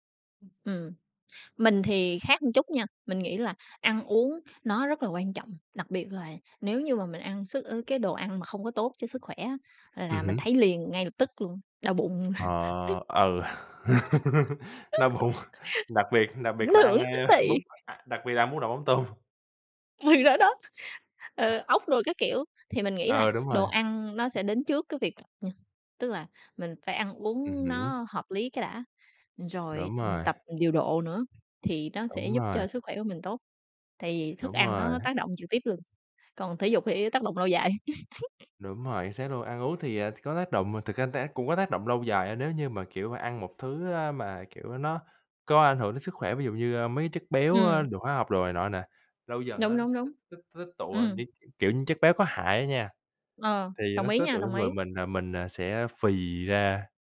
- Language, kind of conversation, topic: Vietnamese, unstructured, Bạn thường làm gì mỗi ngày để giữ sức khỏe?
- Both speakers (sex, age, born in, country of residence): female, 30-34, Vietnam, Vietnam; male, 25-29, Vietnam, United States
- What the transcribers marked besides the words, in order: other background noise; "một" said as "ừn"; laughing while speaking: "ừ"; laugh; chuckle; laughing while speaking: "bụng"; laugh; laughing while speaking: "ơ"; laughing while speaking: "tôm"; laughing while speaking: "Thì đó đó"; chuckle; other noise; giggle; tapping